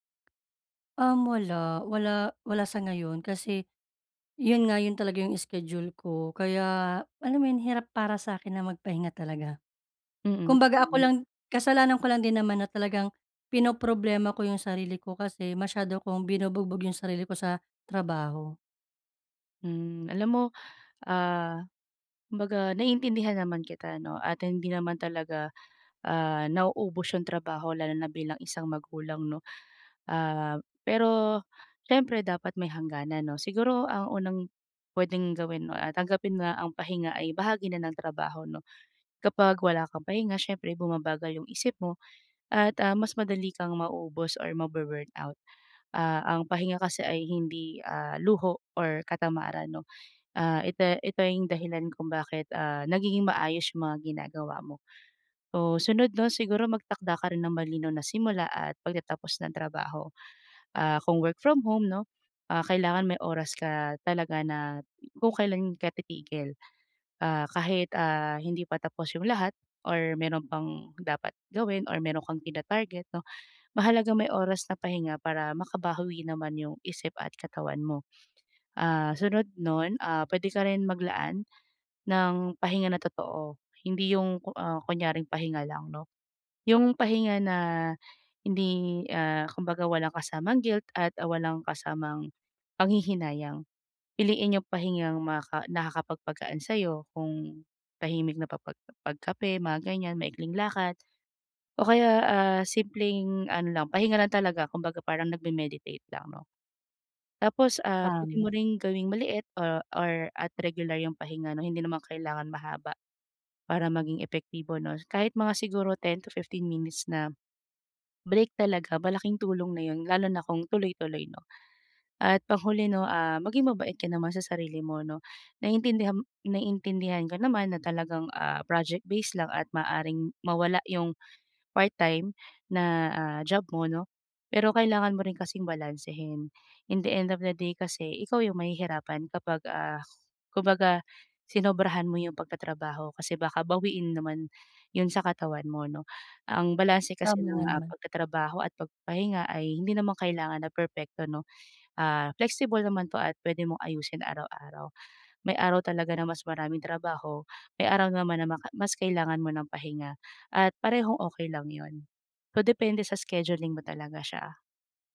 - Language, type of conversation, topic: Filipino, advice, Paano ko mababalanse ang trabaho at oras ng pahinga?
- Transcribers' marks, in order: sniff; tapping